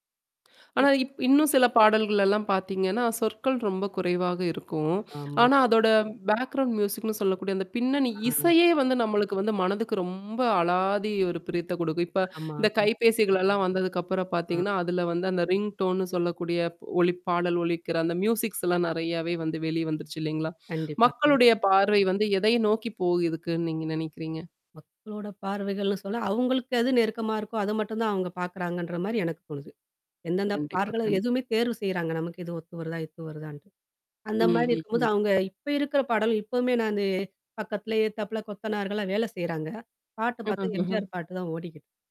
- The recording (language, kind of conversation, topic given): Tamil, podcast, உங்களுக்கு பாடலின் வரிகள்தான் முக்கியமா, அல்லது மெட்டுதான் முக்கியமா?
- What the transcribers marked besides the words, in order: distorted speech; static; sniff; in English: "பேக்கிரவுண்ட் மியூசிக்ன்னு"; other background noise; other noise; in English: "ரிங்டோன்ன்னு"; in English: "மியூசிக்ஸ்லாம்"; "இருக்குன்னு" said as "இதுக்குன்னு"; mechanical hum; "பாடல்கள" said as "பார்கள"